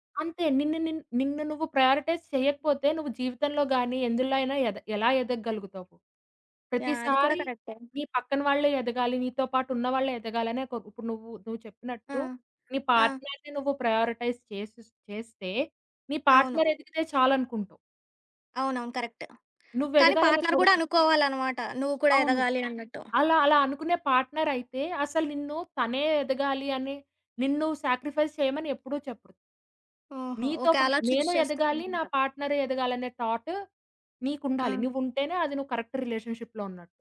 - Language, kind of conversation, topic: Telugu, podcast, పెద్దవారితో సరిహద్దులు పెట్టుకోవడం మీకు ఎలా అనిపించింది?
- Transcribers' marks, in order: in English: "ప్రయారిటైజ్"; in English: "కరెక్టే"; other background noise; in English: "పార్ట్నర్‌ని"; in English: "ప్రయారిటైజ్"; in English: "పార్ట్నర్"; in English: "కరెక్ట్"; in English: "పార్ట్నర్"; in English: "సాక్రిఫైజ్"; in English: "చూజ్"; in English: "పార్ట్నర్"; in English: "థాట్"; in English: "కరెక్ట్ రిలేషన్‌షిప్‌లో"